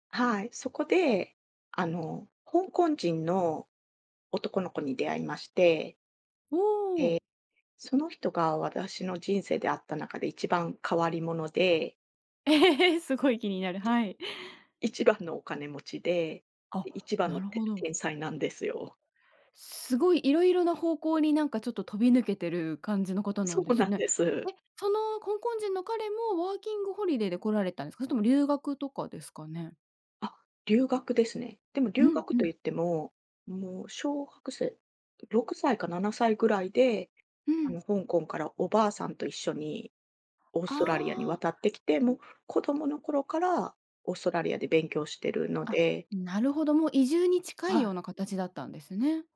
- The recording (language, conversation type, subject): Japanese, podcast, 旅先で出会った面白い人について聞かせていただけますか？
- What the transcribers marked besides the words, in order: tapping; chuckle